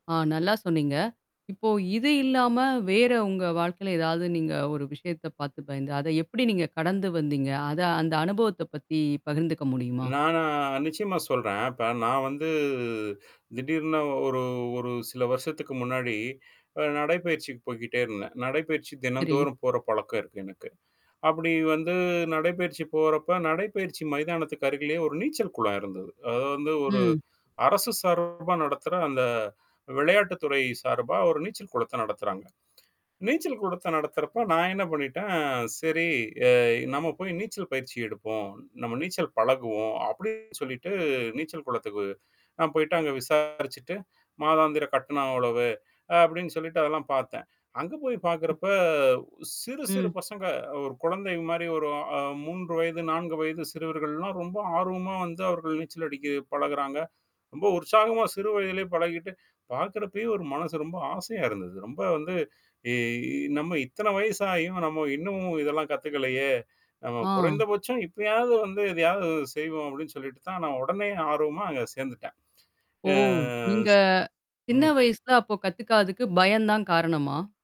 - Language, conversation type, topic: Tamil, podcast, பயத்தைத் தாண்டிச் செல்ல உங்களுக்கு என்ன தேவை என்று நீங்கள் நினைக்கிறீர்கள்?
- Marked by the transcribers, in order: distorted speech; mechanical hum